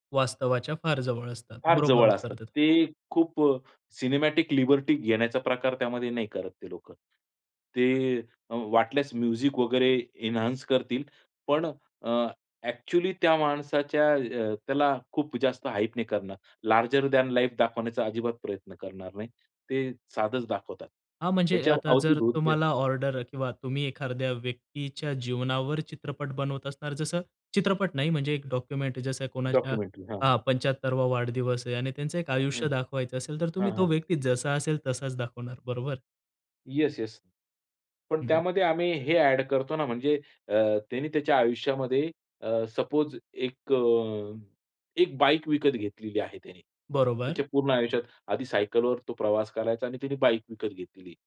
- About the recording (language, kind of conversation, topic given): Marathi, podcast, तुमची सर्जनशील प्रक्रिया साध्या शब्दांत सांगाल का?
- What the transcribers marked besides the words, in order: in English: "सिनेमॅटिक लिबर्टी"; other background noise; in English: "म्युझिक"; in English: "एन्हान्स"; in English: "ॲक्चुअली"; in English: "हाइप"; in English: "लार्जर दॅन लाइफ"; in English: "ऑर्डर"; "एखाद्या" said as "एखारद्या"; in English: "डॉक्युमेंटरी"; in English: "डॉक्युमेंटरी"; in English: "येस, येस"; in English: "एड"; in English: "सपोज"